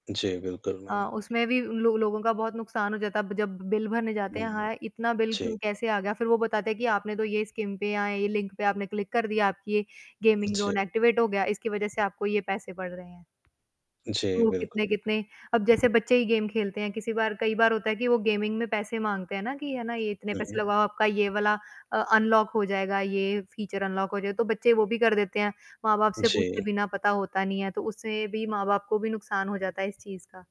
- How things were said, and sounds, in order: static; in English: "मैम"; other background noise; distorted speech; in English: "स्कीम"; in English: "क्लिक"; in English: "गेमिंग ज़ोन एक्टिवेट"; in English: "गेम"; in English: "गेमिंग"; in English: "अनलॉक"; in English: "फ़ीचर अनलॉक"
- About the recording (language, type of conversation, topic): Hindi, unstructured, क्या आपको लगता है कि तकनीक हमारे जीवन को ज़्यादा आसान बना रही है या ज़्यादा मुश्किल?